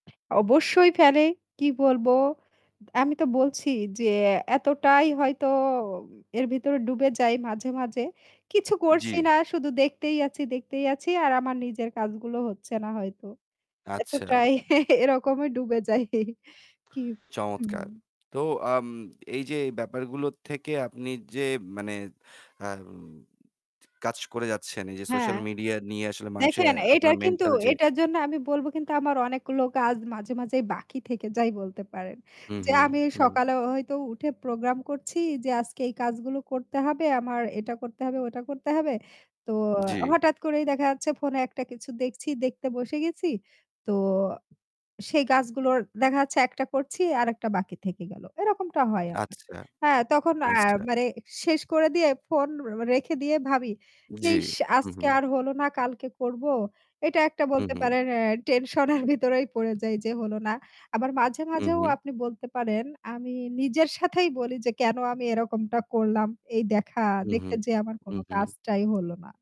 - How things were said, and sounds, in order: static; tapping; laughing while speaking: "এতটাই এরকমই ডুবে যাই"; background speech; laughing while speaking: "টেনশন এর"
- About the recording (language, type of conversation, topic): Bengali, unstructured, আপনি কি মনে করেন, সামাজিক মাধ্যমে বিনোদন আমাদের জীবনযাপনে কীভাবে প্রভাব ফেলে?